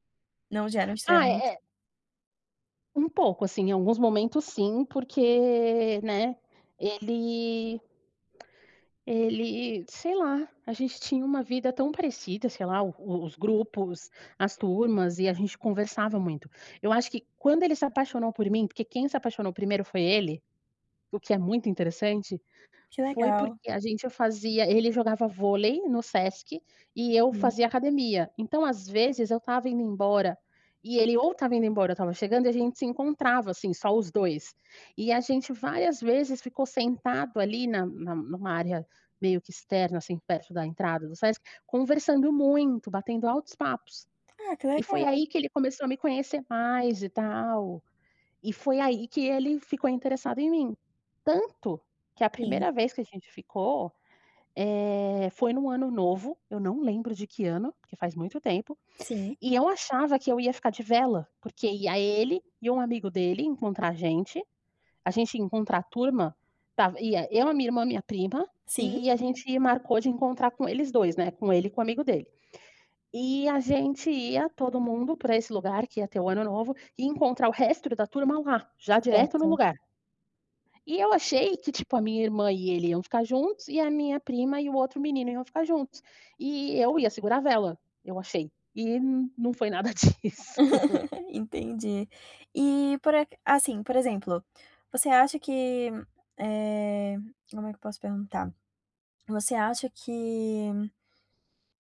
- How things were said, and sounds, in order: tapping; tongue click; other background noise; chuckle; giggle
- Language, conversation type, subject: Portuguese, podcast, Que faixa marcou seu primeiro amor?